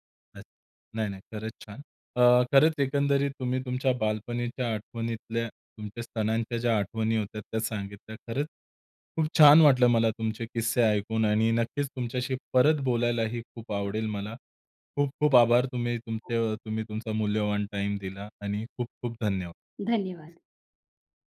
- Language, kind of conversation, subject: Marathi, podcast, बालपणीचा एखादा सण साजरा करताना तुम्हाला सर्वात जास्त कोणती आठवण आठवते?
- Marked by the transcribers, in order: tapping